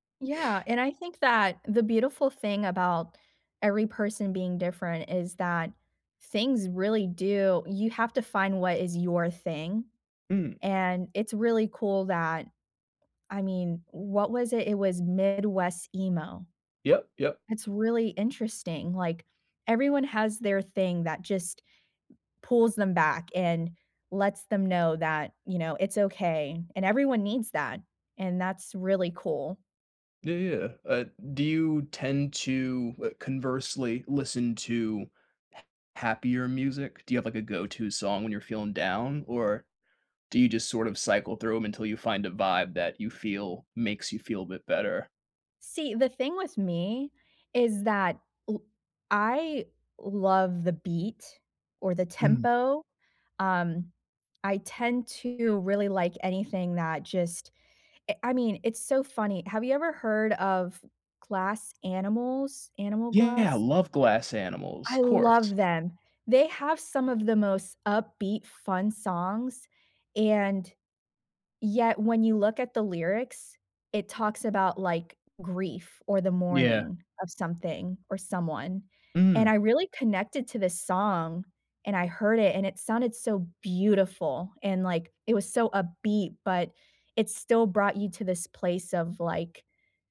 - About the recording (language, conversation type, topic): English, unstructured, Should I share my sad story in media to feel less alone?
- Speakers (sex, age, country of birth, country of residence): female, 20-24, United States, United States; male, 30-34, United States, United States
- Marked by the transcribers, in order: tapping